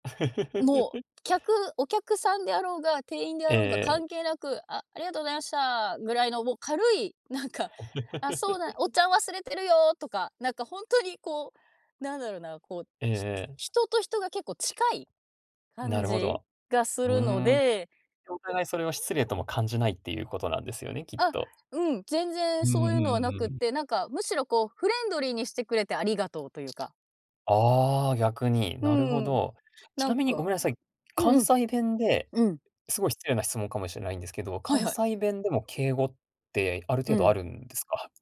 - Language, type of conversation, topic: Japanese, podcast, 出身地の方言で好きなフレーズはありますか？
- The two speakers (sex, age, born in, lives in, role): female, 25-29, Japan, Japan, guest; male, 40-44, Japan, Japan, host
- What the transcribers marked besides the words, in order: laugh; laugh